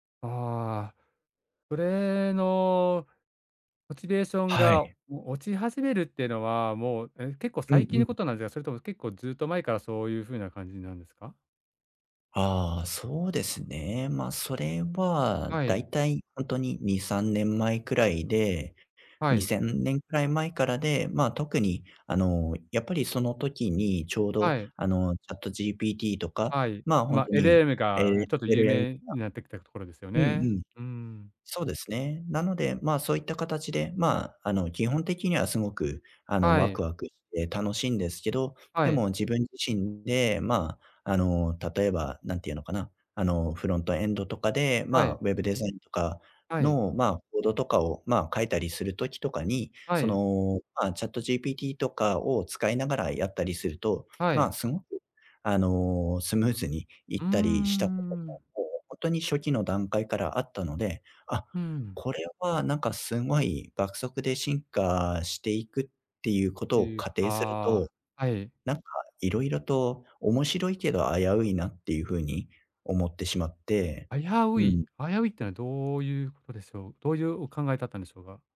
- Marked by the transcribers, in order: in English: "フロントエンド"; in English: "ウェブデザイン"; in English: "コード"; other noise
- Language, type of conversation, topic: Japanese, advice, モチベーションが続かないのですが、どうすれば目標に向かって継続できますか？